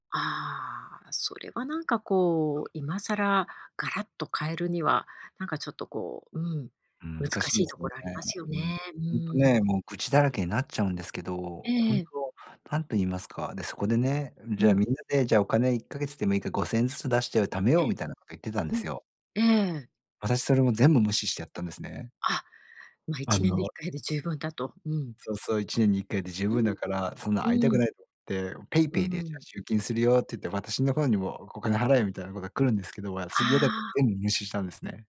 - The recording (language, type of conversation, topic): Japanese, advice, お祝いの席や集まりで気まずくなってしまうとき、どうすればいいですか？
- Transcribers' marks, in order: unintelligible speech